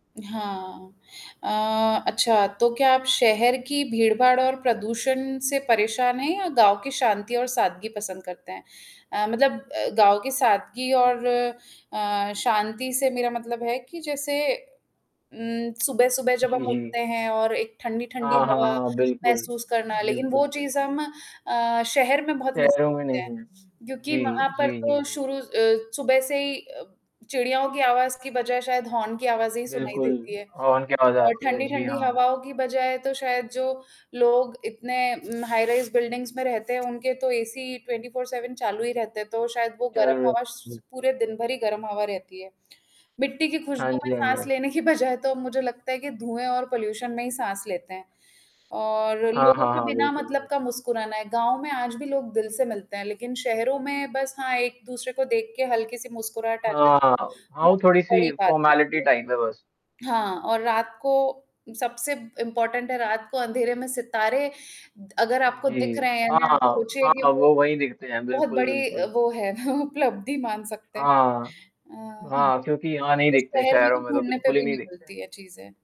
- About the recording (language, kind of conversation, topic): Hindi, unstructured, आप शहर में रहना पसंद करेंगे या गाँव में रहना?
- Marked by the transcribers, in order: static; other background noise; distorted speech; in English: "मिस"; in English: "हाइराइज़ बिल्डिंग्स"; in English: "ट्वेंटी फ़ोर सेवन"; laughing while speaking: "की"; in English: "पॉल्यूशन"; in English: "फ़ॉर्मालिटी टाइप"; in English: "इम्पोर्टेंट"; chuckle